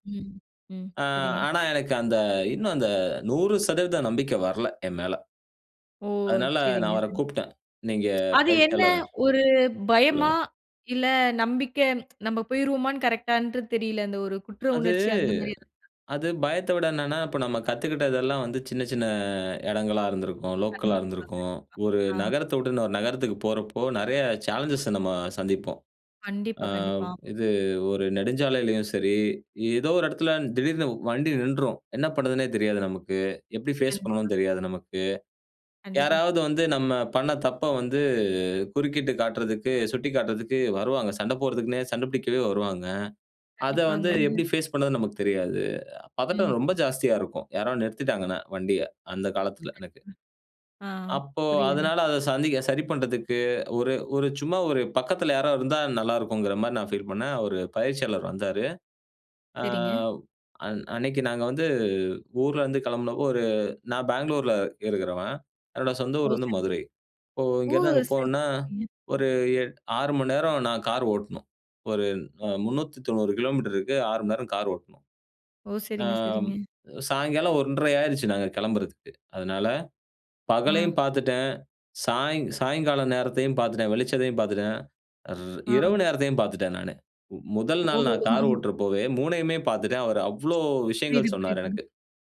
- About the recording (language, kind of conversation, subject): Tamil, podcast, பயத்தை சாதனையாக மாற்றிய அனுபவம் உண்டா?
- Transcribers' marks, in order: tsk; tsk; other background noise; in English: "லோக்கலா"; in English: "சேலஞ்சஸை"; in English: "ஃபேஸ்"; in English: "ஃபேஸ்"; laugh; unintelligible speech; laughing while speaking: "ஓ!"; tapping